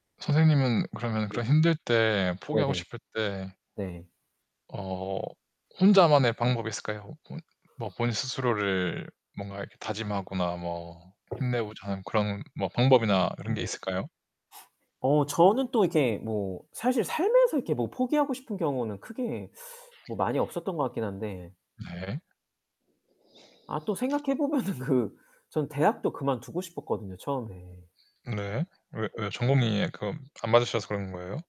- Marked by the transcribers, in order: static; distorted speech; other background noise; tapping; laughing while speaking: "생각해보면은"; unintelligible speech
- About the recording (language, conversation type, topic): Korean, unstructured, 포기하고 싶을 때 어떻게 마음을 다잡고 이겨내시나요?